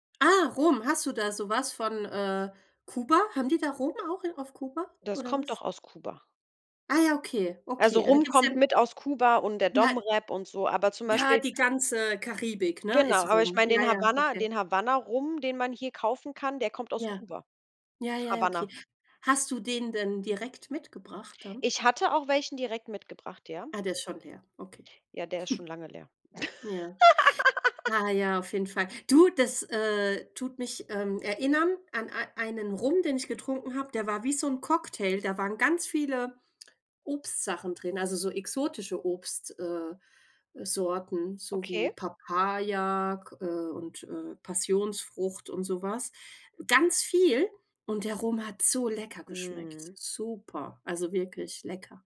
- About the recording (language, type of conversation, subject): German, unstructured, Wie findest du die Balance zwischen Arbeit und Freizeit?
- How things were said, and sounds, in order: anticipating: "Ah, Rum"; chuckle; laugh